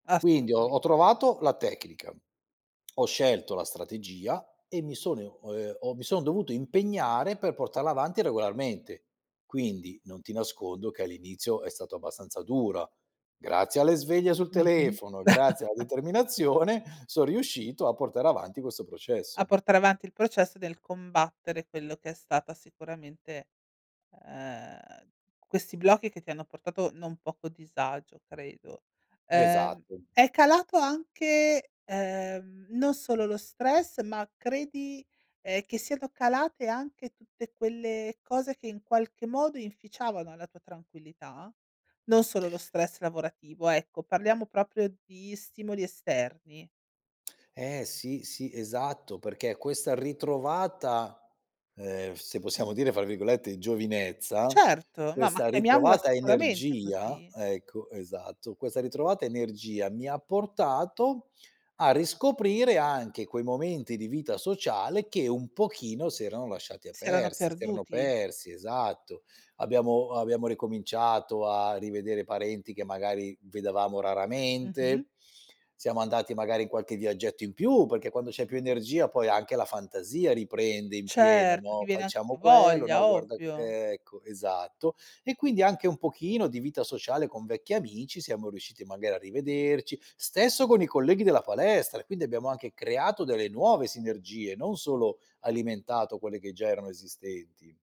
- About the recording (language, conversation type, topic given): Italian, podcast, Che cosa fai quando ti blocchi creativamente?
- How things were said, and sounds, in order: "sono" said as "sonio"; laughing while speaking: "determinazione"; chuckle; other background noise